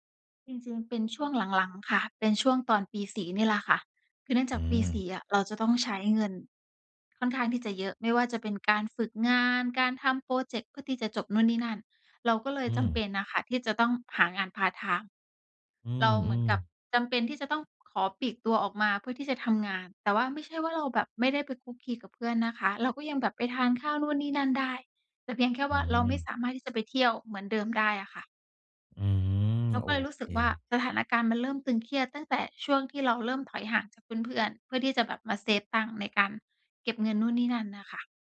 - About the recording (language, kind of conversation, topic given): Thai, advice, ฉันควรทำอย่างไรเมื่อรู้สึกโดดเดี่ยวเวลาอยู่ในกลุ่มเพื่อน?
- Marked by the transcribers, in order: none